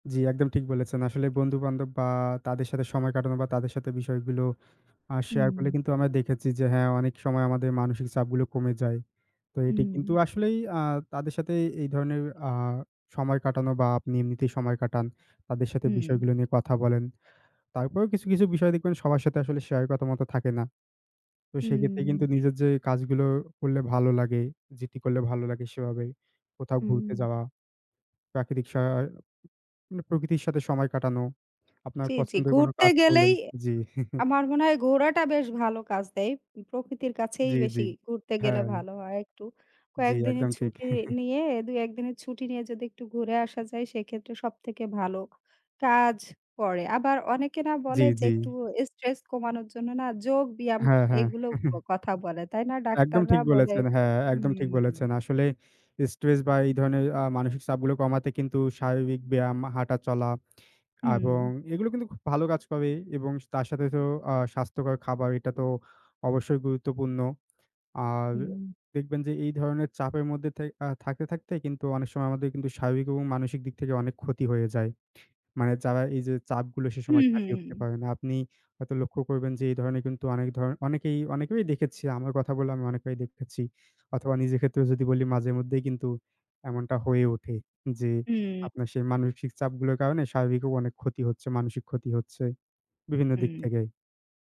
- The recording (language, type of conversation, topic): Bengali, unstructured, দৈনন্দিন জীবনে মানসিক চাপ কমানোর উপায় কী?
- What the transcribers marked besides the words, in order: other background noise; "করার" said as "কতার"; chuckle; chuckle; chuckle; unintelligible speech; tapping; other noise